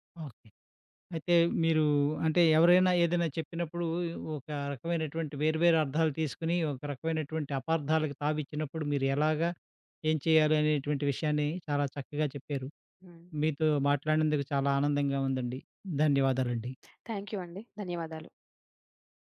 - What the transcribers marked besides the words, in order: tapping
- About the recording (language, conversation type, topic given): Telugu, podcast, ఒకే మాటను ఇద్దరు వేర్వేరు అర్థాల్లో తీసుకున్నప్పుడు మీరు ఎలా స్పందిస్తారు?